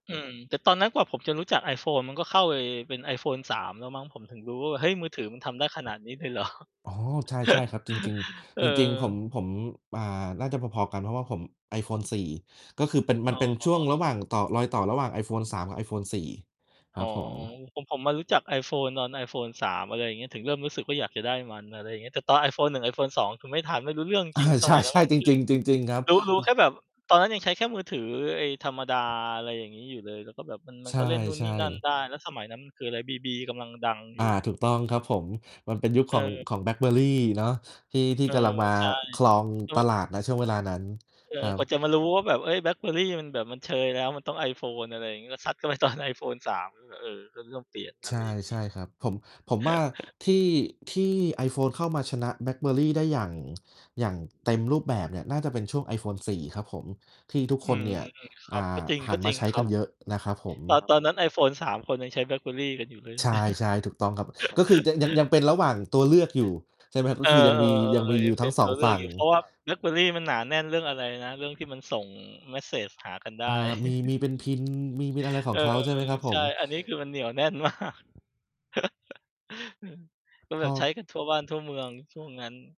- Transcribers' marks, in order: laughing while speaking: "เหรอ"; chuckle; distorted speech; laughing while speaking: "อา ช ใช่"; mechanical hum; laughing while speaking: "ซัดเข้าไปตอน"; chuckle; chuckle; chuckle; laughing while speaking: "มาก"; chuckle
- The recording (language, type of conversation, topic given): Thai, unstructured, เทคโนโลยีอะไรที่คุณรู้สึกว่าน่าทึ่งที่สุดในตอนนี้?